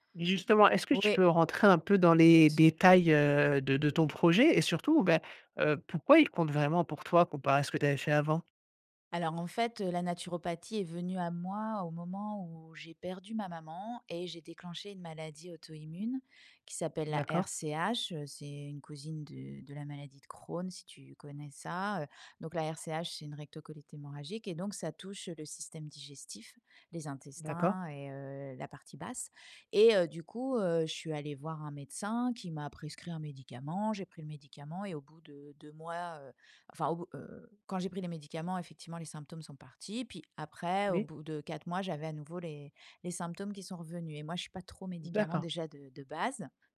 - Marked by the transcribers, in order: none
- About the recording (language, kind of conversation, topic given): French, advice, Comment gérer la crainte d’échouer avant de commencer un projet ?